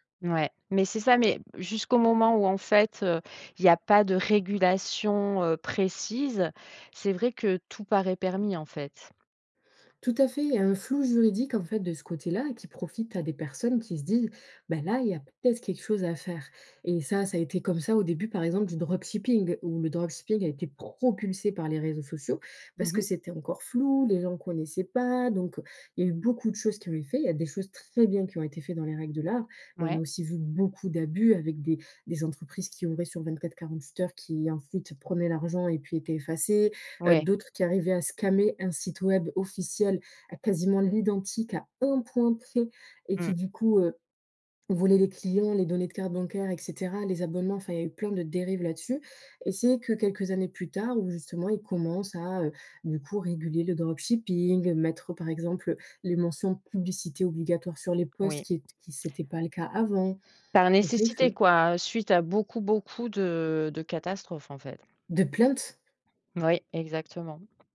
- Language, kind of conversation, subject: French, podcast, Les réseaux sociaux renforcent-ils ou fragilisent-ils nos liens ?
- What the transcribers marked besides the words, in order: other background noise; in English: "dropshipping"; in English: "dropshipping"; stressed: "propulsé"; stressed: "beaucoup"; in English: "scammer"; stressed: "un"; in English: "dropshipping"